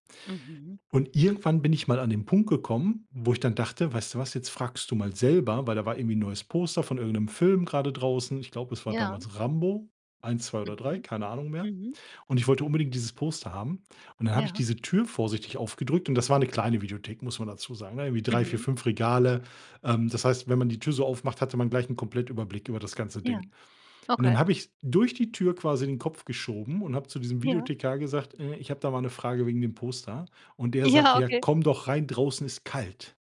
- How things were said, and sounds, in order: laughing while speaking: "Ja"
- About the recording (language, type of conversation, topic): German, podcast, Welche Rolle haben Videotheken und VHS-Kassetten in deiner Medienbiografie gespielt?